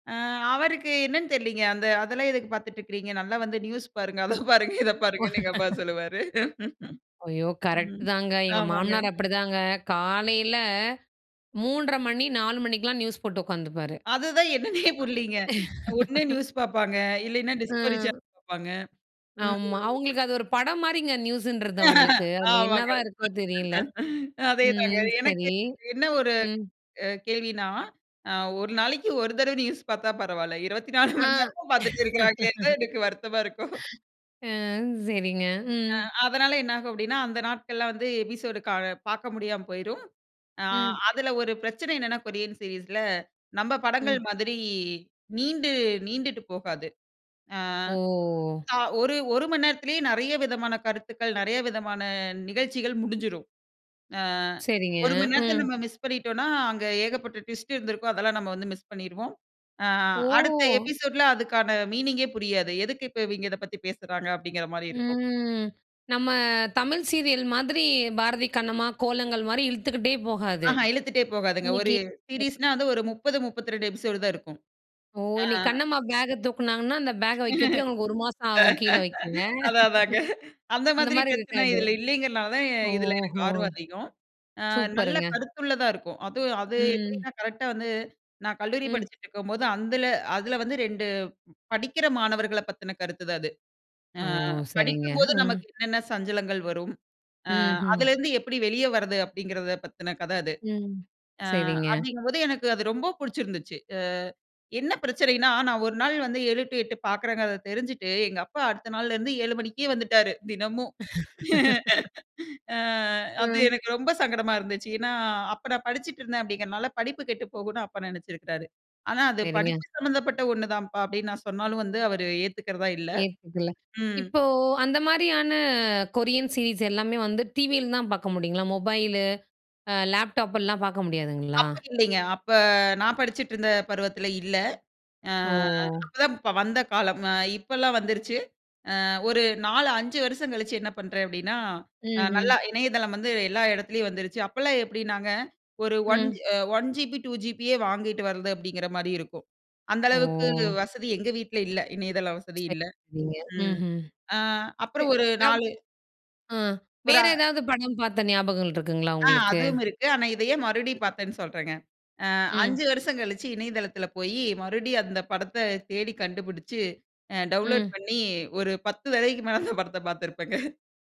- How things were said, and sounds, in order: laughing while speaking: "அதை பாருங்க, இதை பாருங்கன்னு, எங்க அப்பா சொல்லுவாரு"; laugh; laughing while speaking: "என்னன்னே"; unintelligible speech; laugh; unintelligible speech; laughing while speaking: "ஆமாங்க. அதே தாங்க"; other background noise; laughing while speaking: "இரவத்தி நாலு மணி நேரமும் பாத்துட்டு இருக்கறாங்களேன்னு தான், எனக்கு வருத்தமா இருக்கும்"; laughing while speaking: "ம். சரிங்க. ம்"; in English: "கொரியன் சீரிஸில"; drawn out: "ஓ!"; in English: "ட்விஸ்ட்"; in English: "எபிசோட்ல"; drawn out: "ஓ!"; drawn out: "ம்"; in English: "சீரிஸ்ன்னா"; in English: "எபிசோடு"; laughing while speaking: "அதான், அதாங்க"; laugh; laugh; in English: "கொரியன் சீரிஸ்"; in English: "ஜிபி"; in English: "ஜிபியே"; "ஞாபகங்கள்" said as "ஞாபகள்"; in English: "டவுன்லோட்"; laughing while speaking: "மேல அந்த படத்த பாத்துருப்பேங்க"
- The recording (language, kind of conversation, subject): Tamil, podcast, ஒரு திரைப்படத்தை மீண்டும் பார்க்க நினைக்கும் காரணம் என்ன?